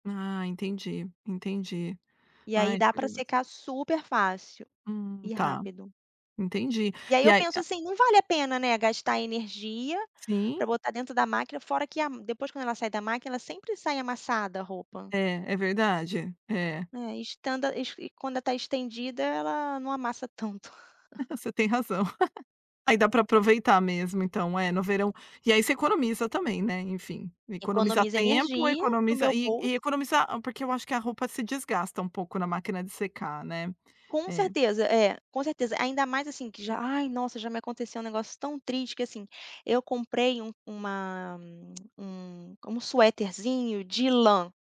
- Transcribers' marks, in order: tapping; giggle; tongue click
- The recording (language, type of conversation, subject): Portuguese, podcast, Como você organiza a lavagem de roupas no dia a dia para não deixar nada acumular?